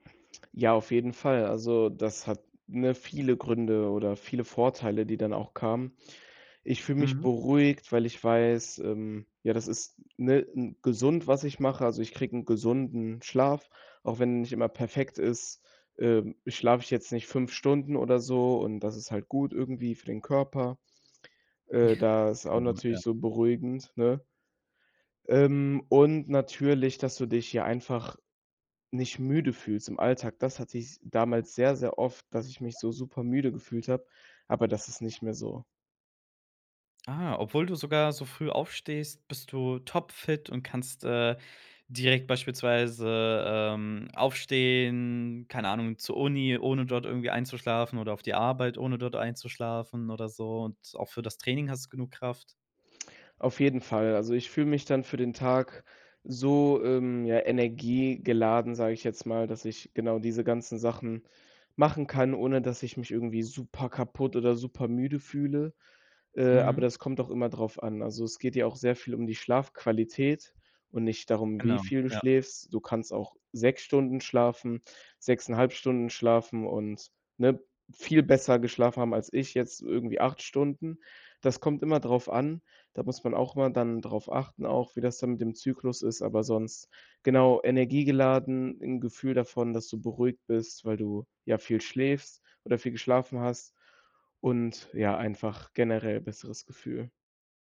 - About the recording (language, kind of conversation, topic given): German, podcast, Welche Rolle spielt Schlaf für dein Wohlbefinden?
- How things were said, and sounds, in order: snort; tapping